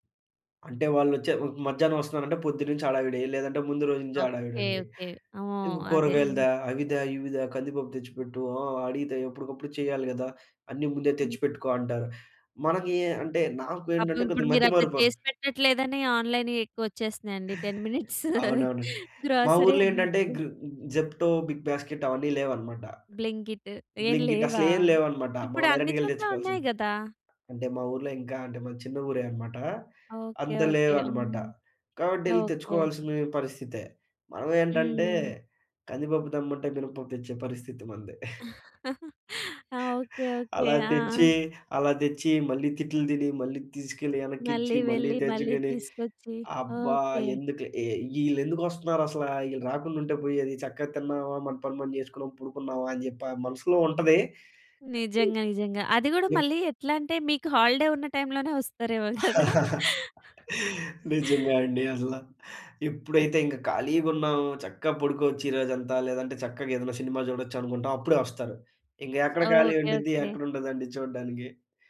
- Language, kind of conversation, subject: Telugu, podcast, అతిథులు ఇంటికి రానున్నప్పుడు మీరు సాధారణంగా ఏఏ ఏర్పాట్లు చేస్తారు?
- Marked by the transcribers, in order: in English: "ఆన్‌లైన్"; in English: "టెన్ మినిట్స్ గ్రోసరీ"; chuckle; in English: "జెప్టో, బిగ్ బాస్కెట్"; in English: "బ్లింకిట్"; in English: "బ్లింకి‌ట్"; chuckle; giggle; chuckle; in English: "హాలిడే"; laugh; other background noise